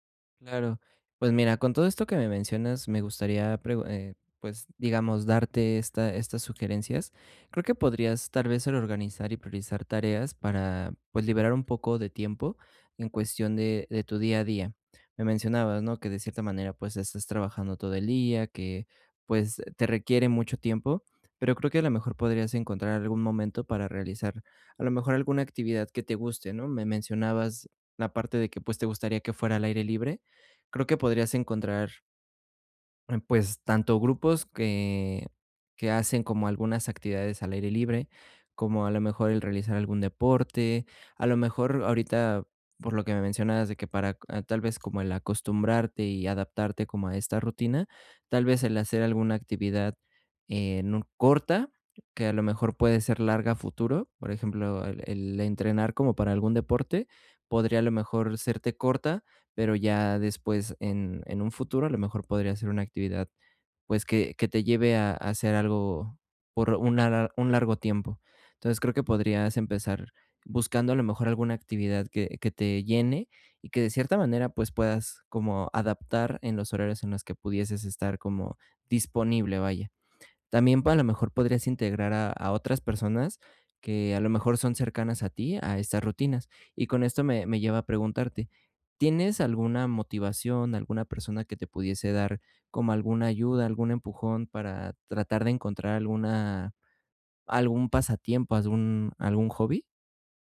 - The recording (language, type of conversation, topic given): Spanish, advice, ¿Cómo puedo encontrar tiempo cada semana para mis pasatiempos?
- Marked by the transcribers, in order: none